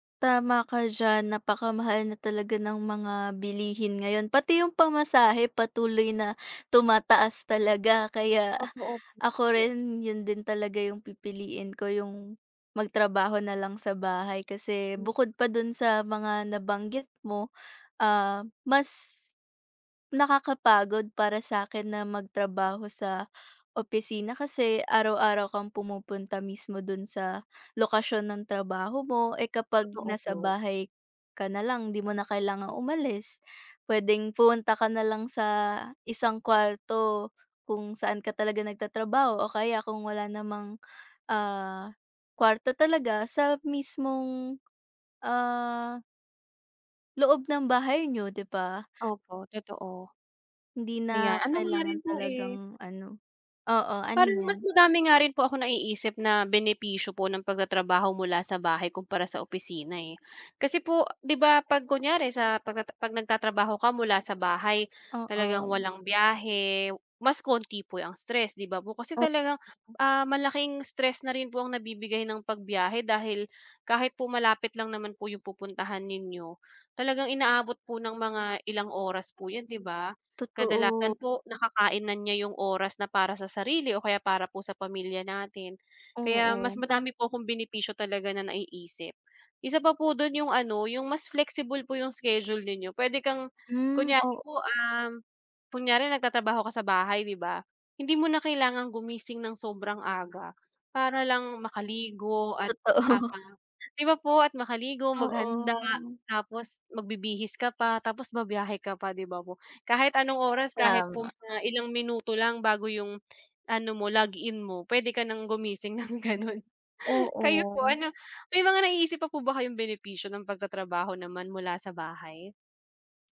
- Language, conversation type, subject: Filipino, unstructured, Mas gugustuhin mo bang magtrabaho sa opisina o mula sa bahay?
- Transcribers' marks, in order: unintelligible speech; other background noise; tapping; laughing while speaking: "Totoo"; laughing while speaking: "ng gano'n"